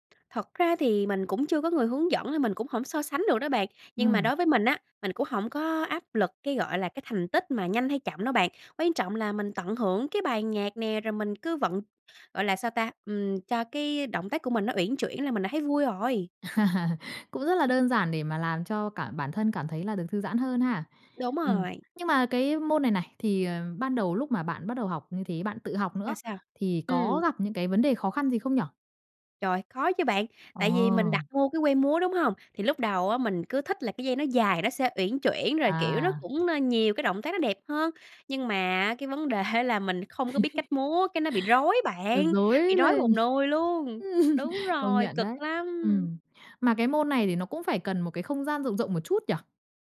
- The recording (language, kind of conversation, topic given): Vietnamese, podcast, Bạn thường học kỹ năng mới bằng cách nào?
- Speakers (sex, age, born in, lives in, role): female, 30-34, Vietnam, Vietnam, guest; female, 30-34, Vietnam, Vietnam, host
- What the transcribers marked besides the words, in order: other background noise; laugh; tapping; chuckle; laughing while speaking: "đề á"; laughing while speaking: "Ừm"